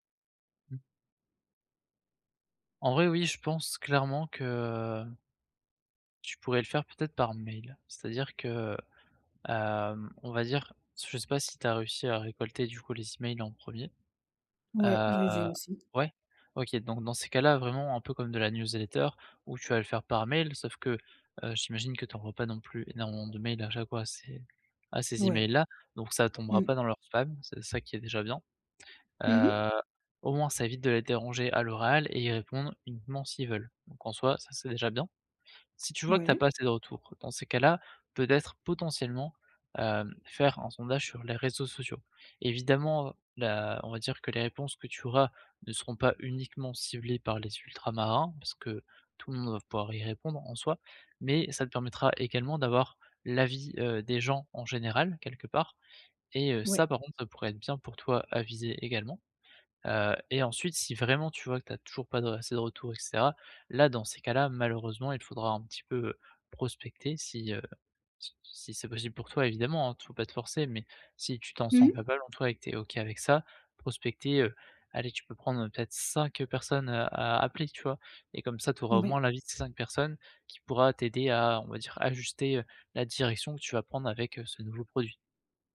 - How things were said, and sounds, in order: drawn out: "que"; drawn out: "heu"
- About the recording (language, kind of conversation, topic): French, advice, Comment trouver un produit qui répond vraiment aux besoins de mes clients ?
- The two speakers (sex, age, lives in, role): female, 30-34, France, user; male, 20-24, France, advisor